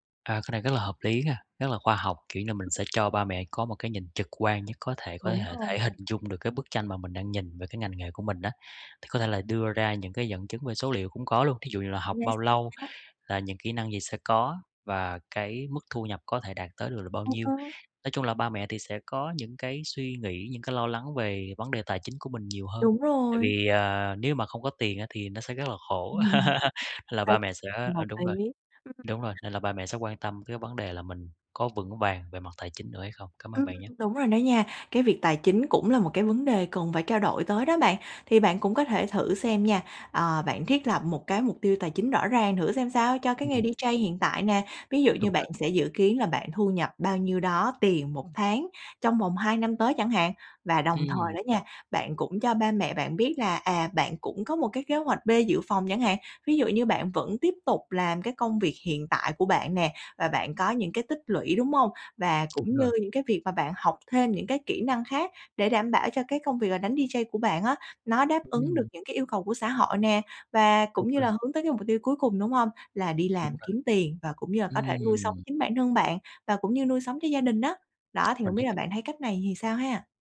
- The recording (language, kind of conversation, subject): Vietnamese, advice, Làm thế nào để nói chuyện với gia đình khi họ phê bình quyết định chọn nghề hoặc việc học của bạn?
- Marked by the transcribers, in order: tapping; other background noise; unintelligible speech; unintelligible speech; laugh; unintelligible speech; in English: "D-J"; in English: "D-J"